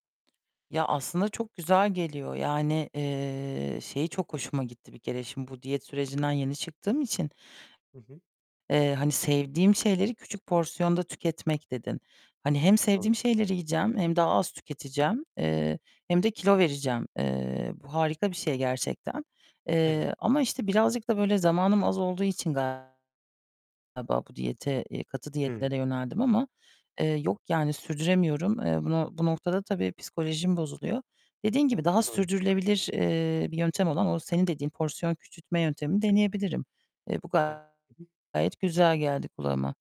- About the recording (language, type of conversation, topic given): Turkish, advice, Katı diyetleri sürdüremediğin için suçluluk hissettiğinde kendini nasıl hissediyorsun?
- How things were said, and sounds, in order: other background noise; unintelligible speech; distorted speech; unintelligible speech; unintelligible speech